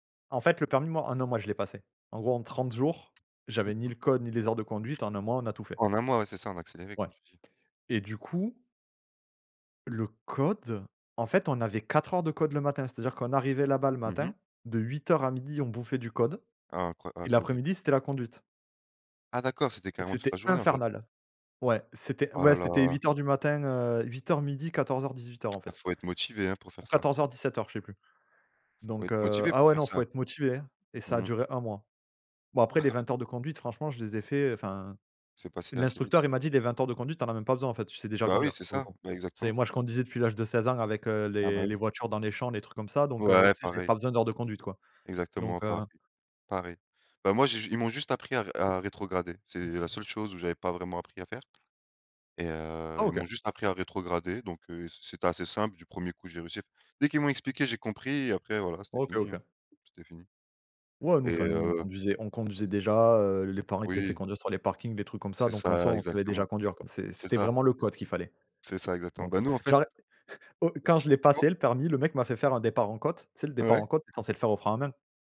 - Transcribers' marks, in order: other background noise; unintelligible speech
- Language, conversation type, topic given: French, unstructured, Qu’est-ce qui te fait perdre patience dans les transports ?